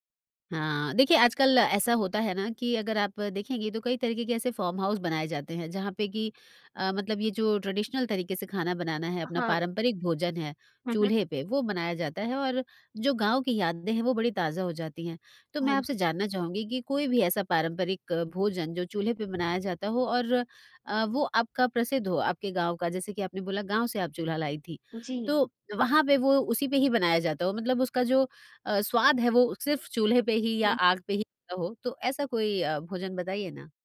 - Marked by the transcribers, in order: in English: "ट्रेडिशनल"
- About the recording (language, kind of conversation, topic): Hindi, podcast, बचपन का कोई शौक अभी भी ज़िंदा है क्या?